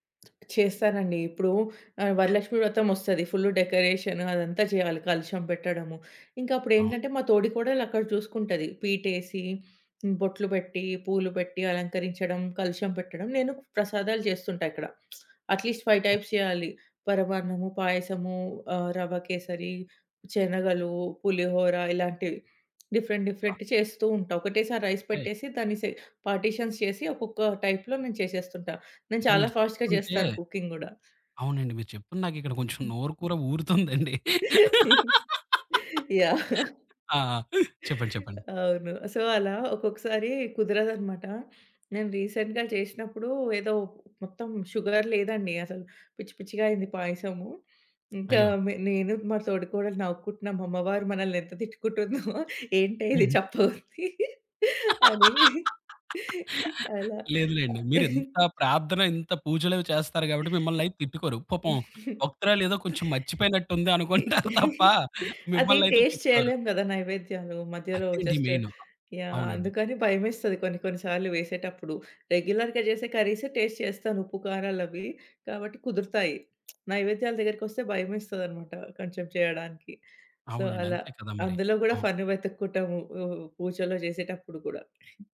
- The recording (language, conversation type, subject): Telugu, podcast, మీ ఇంట్లో పూజ లేదా ఆరాధనను సాధారణంగా ఎలా నిర్వహిస్తారు?
- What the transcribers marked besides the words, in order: other background noise; tapping; lip smack; in English: "అట్లీస్ట్ ఫైవ్ టైప్స్"; in English: "డిఫరెంట్ డిఫరెంట్"; in English: "రైస్"; in Hindi: "వాహ్!"; in English: "పార్టిషన్స్"; in English: "టైప్‌లో"; in English: "ఫాస్ట్‌గా"; in English: "కుకింగ్"; laugh; laughing while speaking: "ఊరుతుందండి"; in English: "సో"; in English: "రీసెంట్‌గా"; in English: "షుగర్"; laughing while speaking: "తిట్టుకుంటుందో, ఏంటే ఇది చప్పగుంది అని అలా"; laugh; giggle; laughing while speaking: "అనుకుంటారు తప్ప"; giggle; in English: "టేస్ట్"; in English: "జస్ట్"; in English: "మెయిన్"; in English: "రెగ్యులర్‌గా"; in English: "కర్రీస్ టేస్ట్"; in English: "సో"; in English: "ఫన్"